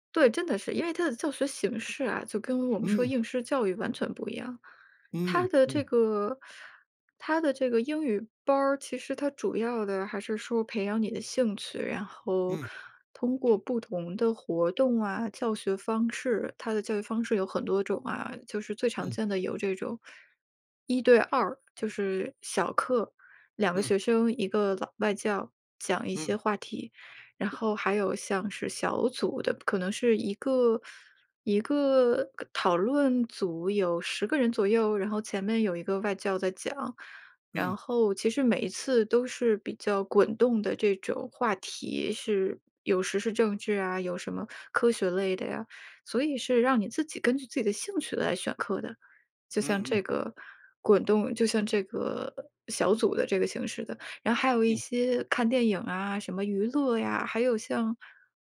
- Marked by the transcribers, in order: none
- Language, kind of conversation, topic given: Chinese, podcast, 你认为快乐学习和高效学习可以同时实现吗？